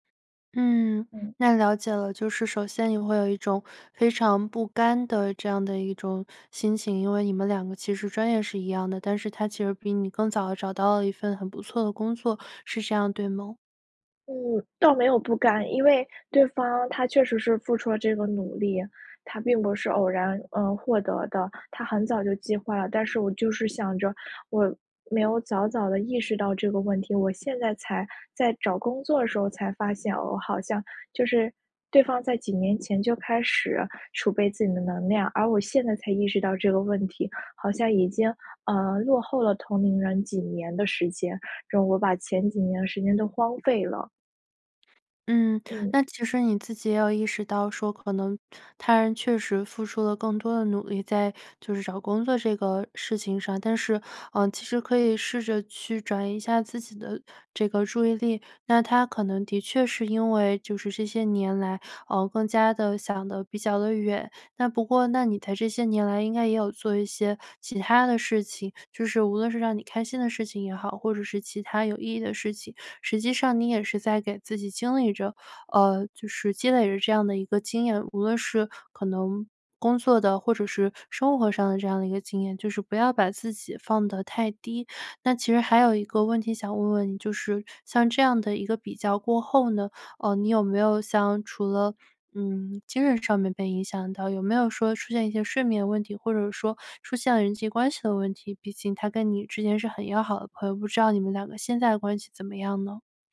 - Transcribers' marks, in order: none
- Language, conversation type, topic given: Chinese, advice, 你会因为和同龄人比较而觉得自己的自我价值感下降吗？